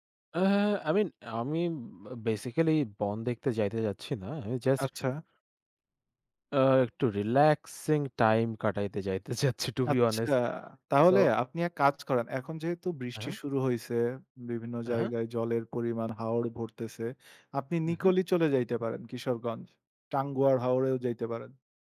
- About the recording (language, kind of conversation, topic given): Bengali, unstructured, ভ্রমণ করার সময় তোমার সবচেয়ে ভালো স্মৃতি কোনটি ছিল?
- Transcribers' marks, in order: none